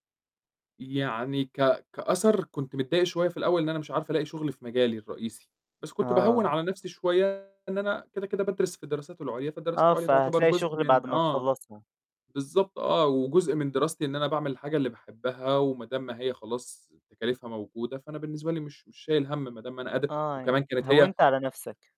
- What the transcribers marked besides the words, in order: distorted speech; tapping
- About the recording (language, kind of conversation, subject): Arabic, podcast, إزاي قررت تغيّر مسارك المهني؟